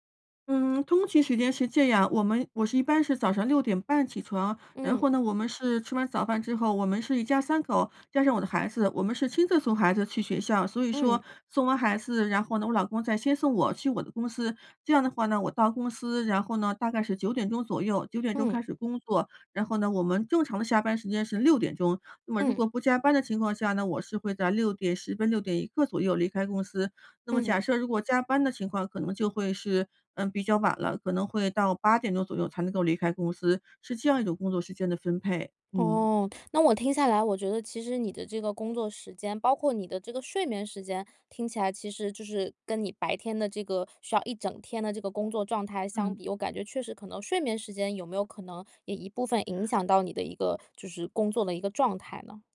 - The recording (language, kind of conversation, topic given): Chinese, advice, 长时间工作时如何避免精力中断和分心？
- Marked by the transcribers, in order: none